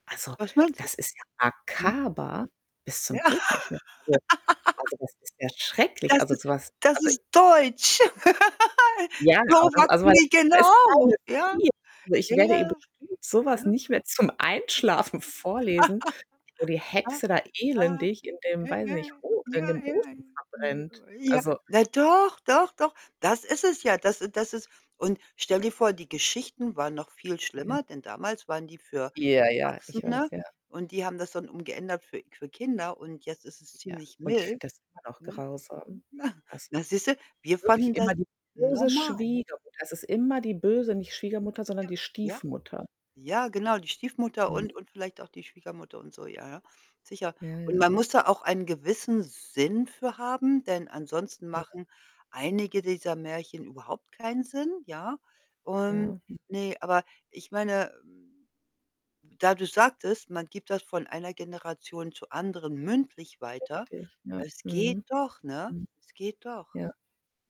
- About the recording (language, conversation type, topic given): German, unstructured, Wie hat die Erfindung des Buchdrucks die Welt verändert?
- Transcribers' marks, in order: static; distorted speech; laugh; unintelligible speech; stressed: "deutsch"; laugh; laugh; unintelligible speech; unintelligible speech; unintelligible speech; laughing while speaking: "Na"; other background noise; stressed: "Sinn"; other noise; stressed: "mündlich"